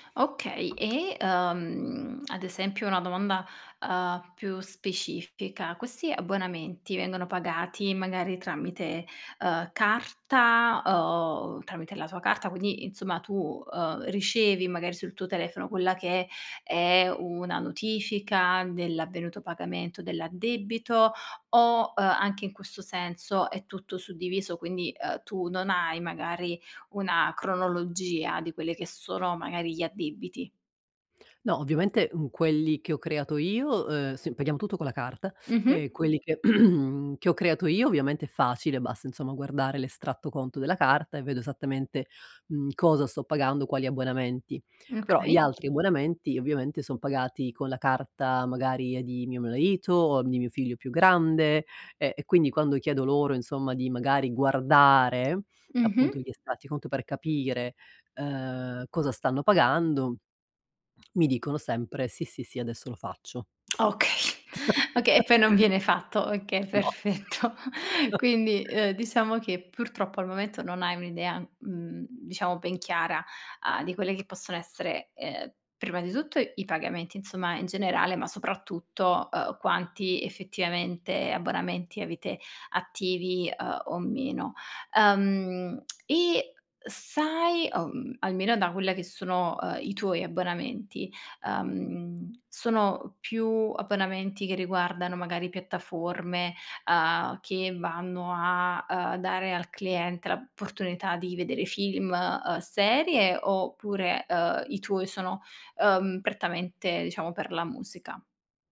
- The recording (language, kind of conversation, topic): Italian, advice, Come posso cancellare gli abbonamenti automatici che uso poco?
- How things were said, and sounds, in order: tapping; throat clearing; tsk; laughing while speaking: "Okay"; "okay" said as "oka"; swallow; laughing while speaking: "perfetto"; chuckle; other background noise; unintelligible speech; tsk; "abbonamenti" said as "aponamenti"; "opportunità" said as "portunità"